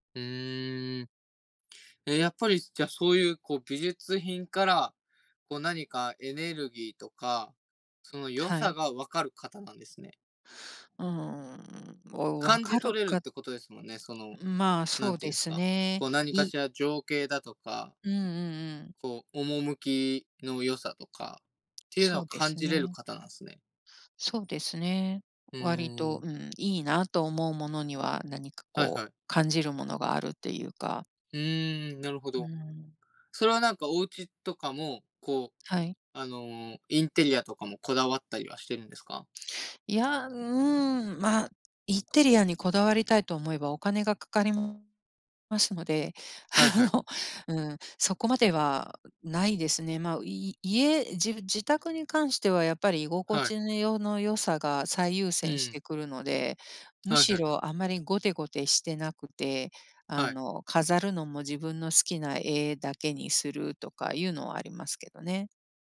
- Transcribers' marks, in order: other background noise; laughing while speaking: "あの"
- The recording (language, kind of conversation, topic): Japanese, unstructured, おすすめの旅行先はどこですか？